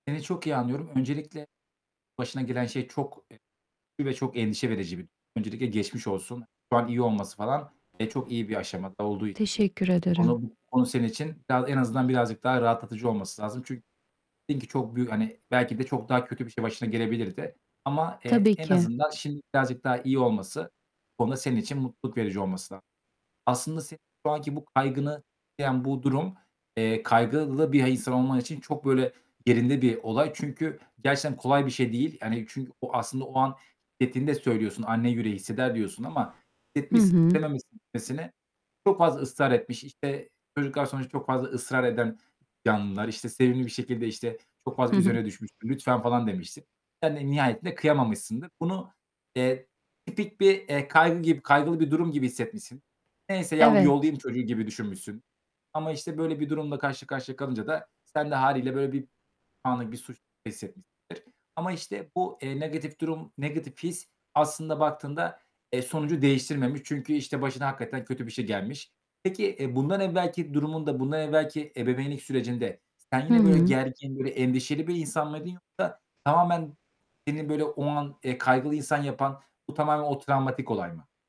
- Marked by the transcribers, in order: distorted speech; other background noise; static; unintelligible speech; tapping
- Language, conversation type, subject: Turkish, advice, Kaygıyla günlük hayatta nasıl daha iyi başa çıkabilirim?